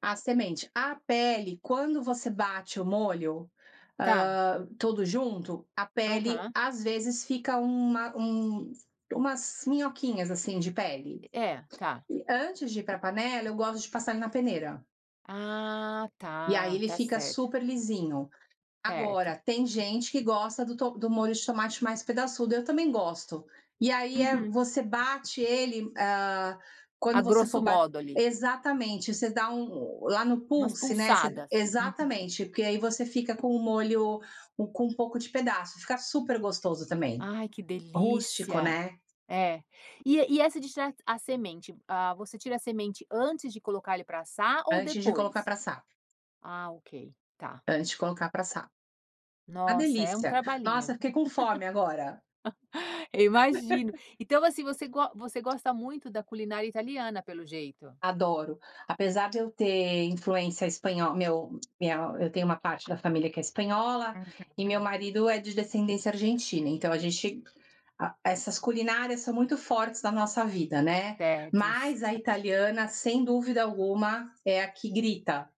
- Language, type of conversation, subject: Portuguese, podcast, Você pode me contar sobre uma receita que passou de geração em geração na sua família?
- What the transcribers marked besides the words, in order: tapping; laugh; tongue click